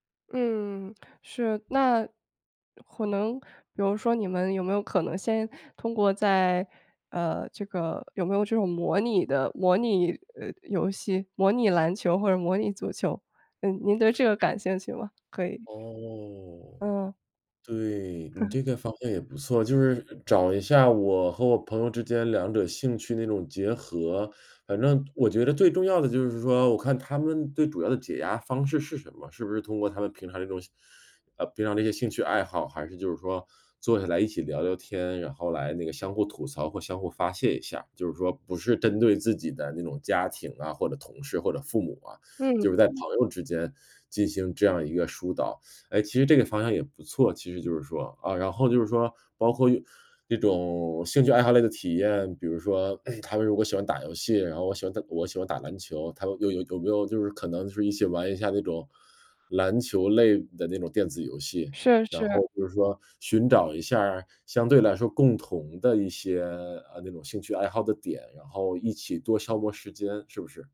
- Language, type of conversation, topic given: Chinese, advice, 我发现自己会情绪化进食，应该如何应对？
- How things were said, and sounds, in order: tapping; other noise; laugh; background speech; other background noise